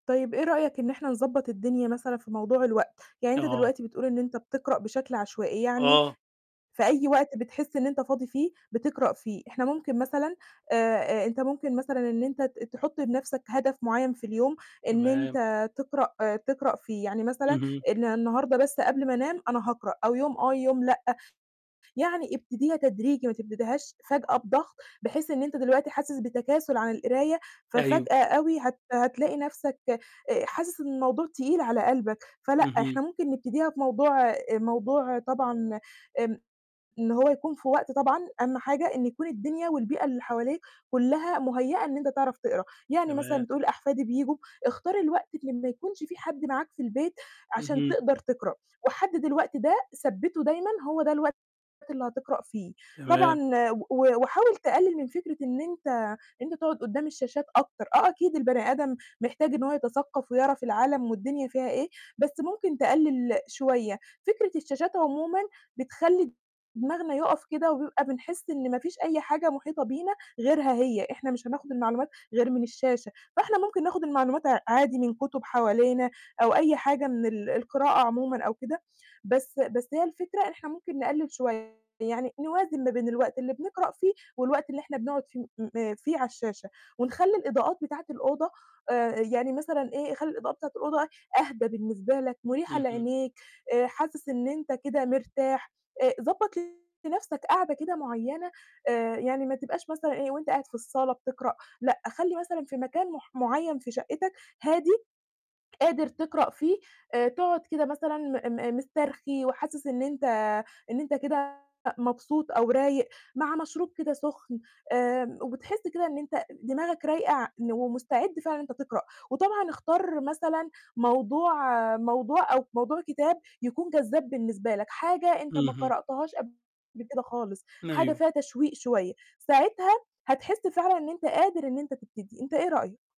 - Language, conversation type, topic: Arabic, advice, إزاي أقدر أرجع أقرأ قبل النوم رغم إني نفسي أقرأ ومش قادر؟
- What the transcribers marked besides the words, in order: distorted speech; unintelligible speech